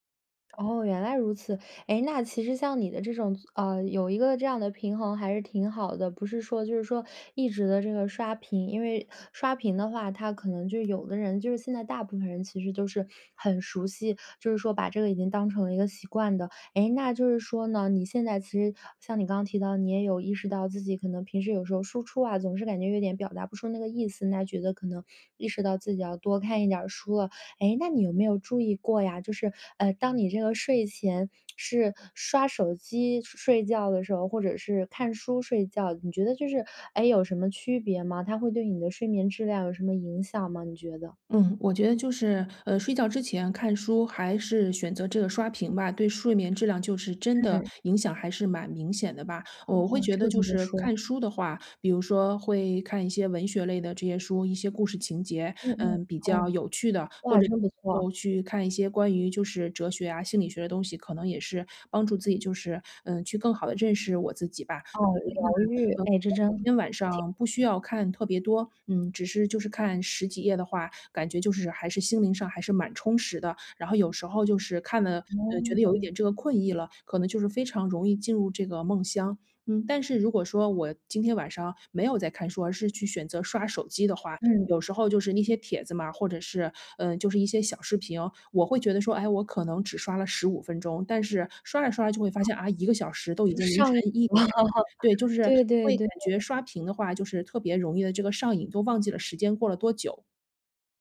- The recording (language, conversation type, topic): Chinese, podcast, 睡前你更喜欢看书还是刷手机？
- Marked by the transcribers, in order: other noise; other background noise; laughing while speaking: "了"